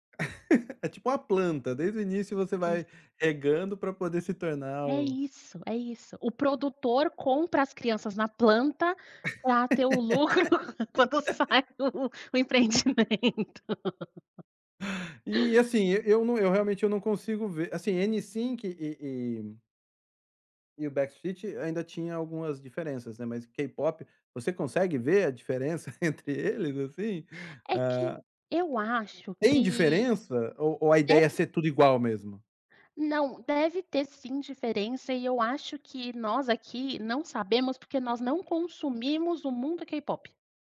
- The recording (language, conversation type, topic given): Portuguese, podcast, O que faz uma música virar hit hoje, na sua visão?
- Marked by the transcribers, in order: chuckle; laugh; laughing while speaking: "quando sai o o empreendimento"; laughing while speaking: "entre eles"